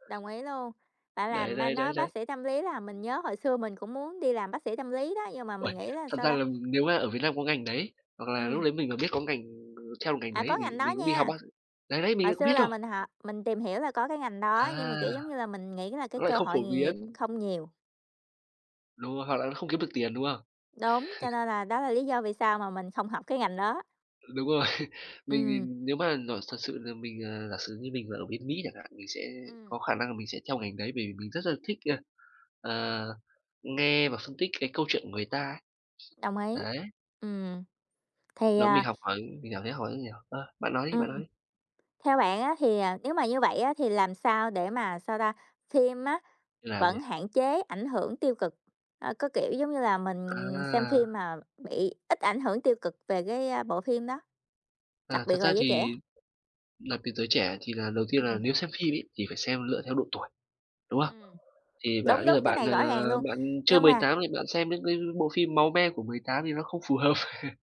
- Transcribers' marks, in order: tapping; other background noise; laugh; laughing while speaking: "rồi"; unintelligible speech; dog barking; laughing while speaking: "hợp"; laugh
- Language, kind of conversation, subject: Vietnamese, unstructured, Bạn có lo rằng phim ảnh đang làm gia tăng sự lo lắng và sợ hãi trong xã hội không?